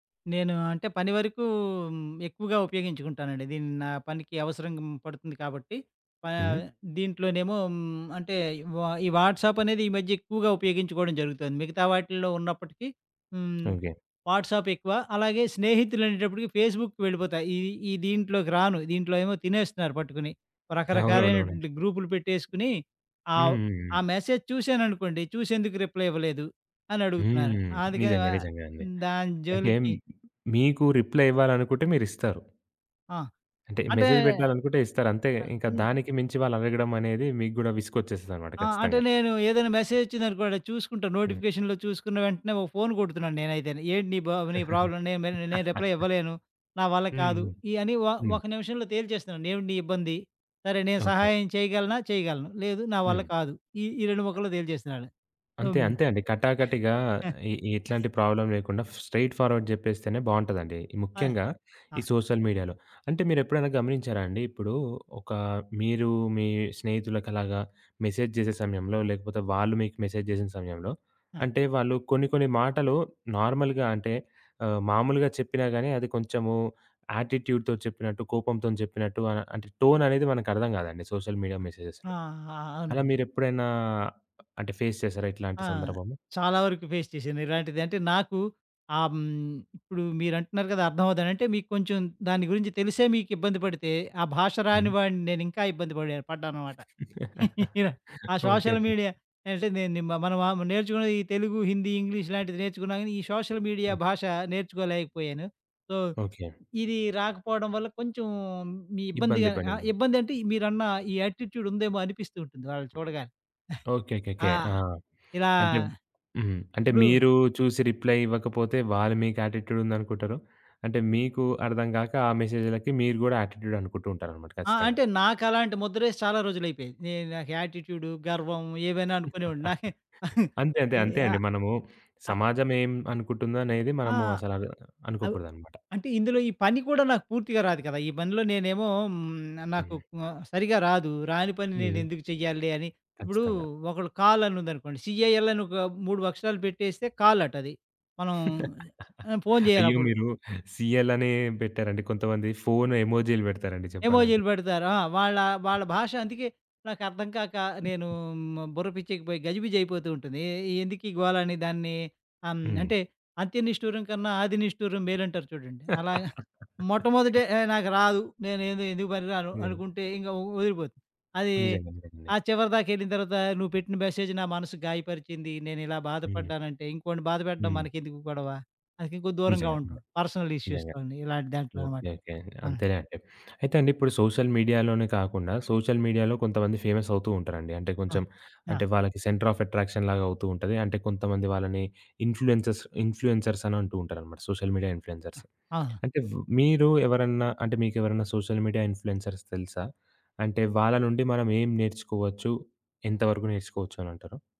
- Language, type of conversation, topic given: Telugu, podcast, సామాజిక మాధ్యమాలు మీ మనస్తత్వంపై ఎలా ప్రభావం చూపాయి?
- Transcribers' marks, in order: other background noise; in English: "ఫేస్‌బుక్‌కి"; in English: "మెసేజ్"; in English: "రిప్లై"; in English: "రిప్లై"; in English: "మెసేజ్"; in English: "మెసేజ్"; in English: "నోటిఫికేషన్‌లో"; laugh; in English: "ప్రాబ్లమ్"; in English: "రిప్లై"; tapping; in English: "ప్రాబ్లమ్"; giggle; in English: "స్ట్రెయిట్‌ఫార్వర్డ్"; in English: "సోషల్ మీడియాలో"; in English: "మెసేజ్"; in English: "మెసేజ్"; in English: "నార్మల్‌గా"; in English: "యాటిట్యూడ్‌తో"; in English: "సోషల్ మీడియా మెసేజెస్‌లో"; in English: "ఫేస్"; in English: "ఫేస్"; laugh; laugh; in English: "సోషల్ మీడియా"; in English: "సోషల్ మీడియా"; in English: "సో"; in English: "యాటిట్యూడ్"; in English: "రిప్లై"; giggle; in English: "మెసేజ్‌లకి"; laugh; chuckle; in English: "కాల్"; in English: "సీఎఎల్"; in English: "కాల్"; laugh; in English: "సీఎల్"; laugh; in English: "మెసేజ్"; in English: "పర్సనల్ ఇష్యూస్‌తోని"; in English: "సోషల్ మీడియాలోనే"; in English: "సోషల్ మీడియాలో"; in English: "సెంటర్ ఆఫ్ అట్రాక్షన్"; in English: "ఇన్‌ఫ్లుయెన్సర్స్ ఇన్‌ఫ్లుయెన్సర్స్"; in English: "సోషల్ మీడియా ఇన్‌ఫ్లుయెన్సర్స్"; in English: "సోషల్ మీడియా ఇన్‌ఫ్లుయెన్సర్స్"